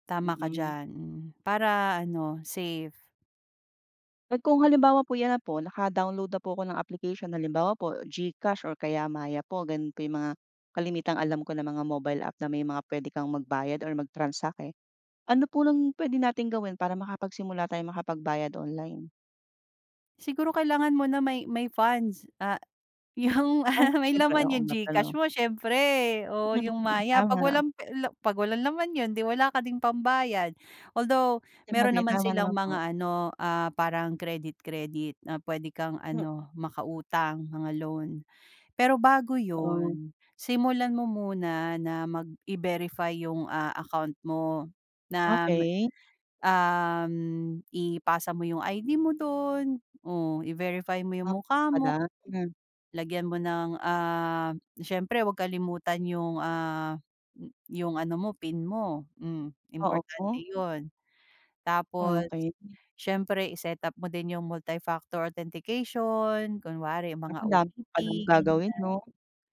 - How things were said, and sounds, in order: laughing while speaking: "ah"; other background noise
- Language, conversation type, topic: Filipino, podcast, Ano ang maipapayo mo para ligtas na makapagbayad gamit ang mga aplikasyon sa cellphone?